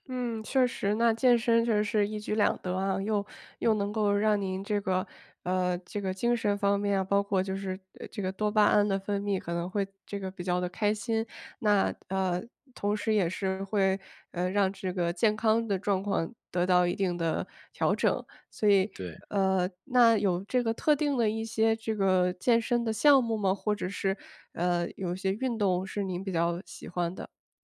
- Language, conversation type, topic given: Chinese, advice, 在忙碌的生活中，我如何坚持自我照护？
- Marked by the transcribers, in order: none